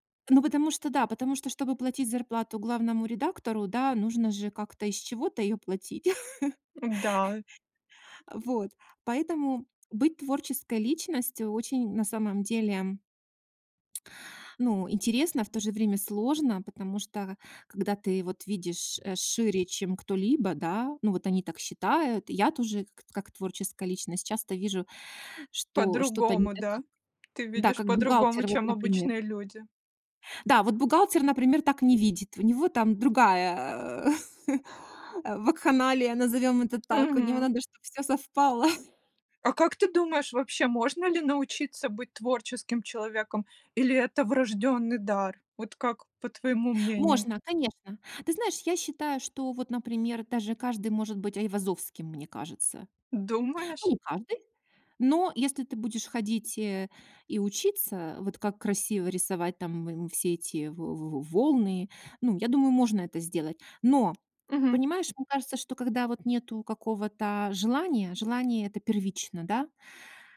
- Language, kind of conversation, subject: Russian, podcast, Что для тебя значит быть творческой личностью?
- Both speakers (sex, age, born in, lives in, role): female, 35-39, Russia, Netherlands, host; female, 50-54, Ukraine, United States, guest
- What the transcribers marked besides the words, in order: chuckle; tsk; other background noise; chuckle; chuckle